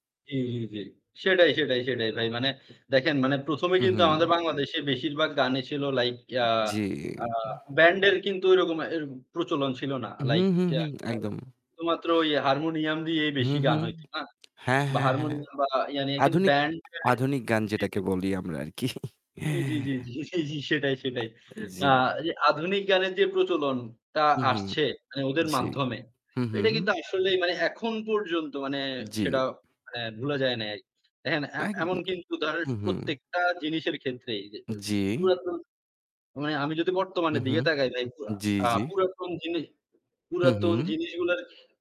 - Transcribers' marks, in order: other background noise; chuckle; laughing while speaking: "জি সেটাই, সেটাই"; "ভোলা" said as "ভুলা"; unintelligible speech
- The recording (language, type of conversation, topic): Bengali, unstructured, গানশিল্পীরা কি এখন শুধু অর্থের পেছনে ছুটছেন?